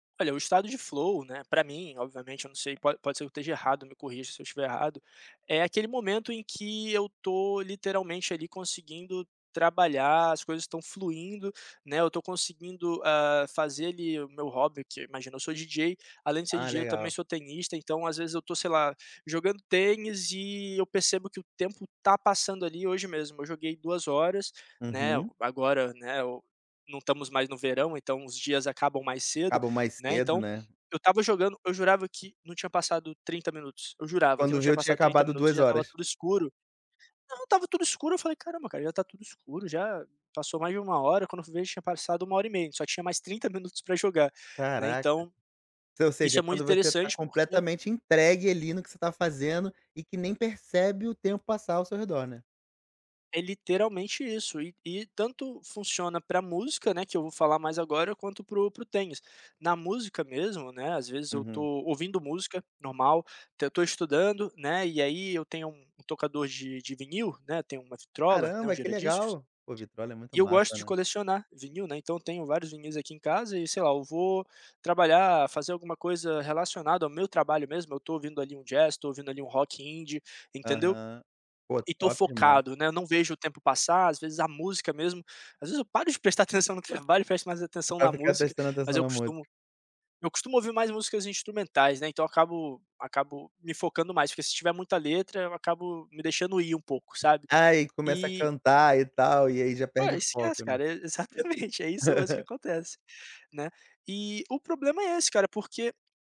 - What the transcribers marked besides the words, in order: in English: "flow"; laugh
- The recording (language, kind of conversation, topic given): Portuguese, podcast, Como você percebe que entrou em estado de fluxo enquanto pratica um hobby?